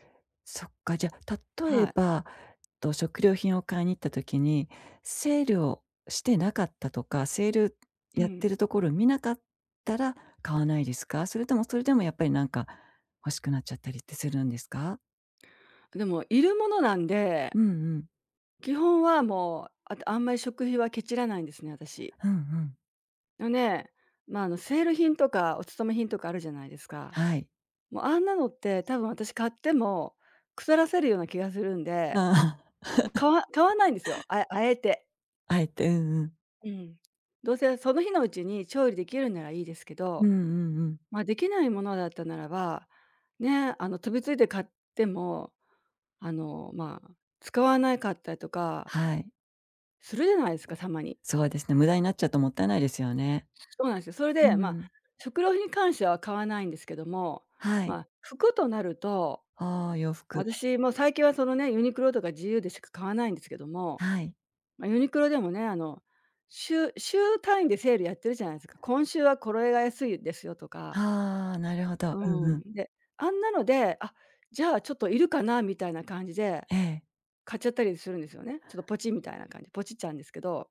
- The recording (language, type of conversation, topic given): Japanese, advice, 買い物で一時的な幸福感を求めてしまう衝動買いを減らすにはどうすればいいですか？
- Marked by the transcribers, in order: laugh; tapping; other background noise